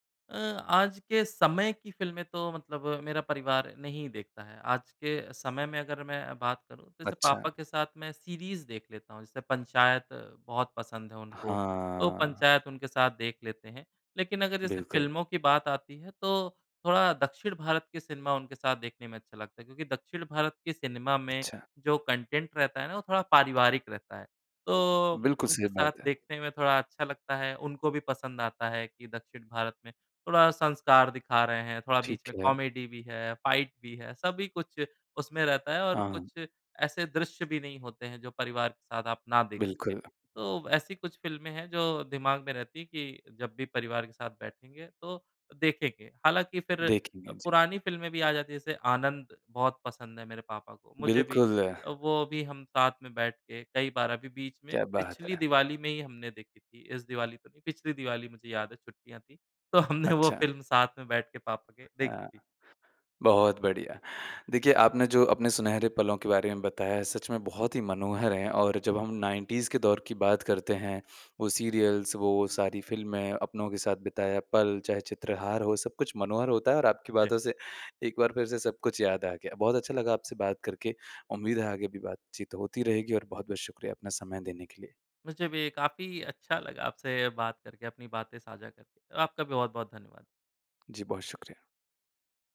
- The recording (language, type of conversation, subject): Hindi, podcast, घर वालों के साथ आपने कौन सी फिल्म देखी थी जो आपको सबसे खास लगी?
- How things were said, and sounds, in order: in English: "सीरीज़"; drawn out: "हाँ"; in English: "कॉन्टेन्ट"; in English: "कॉमेडी"; in English: "फाइट"; laughing while speaking: "तो हमने वो फ़िल्म साथ में बैठ के पापा के देखी थी"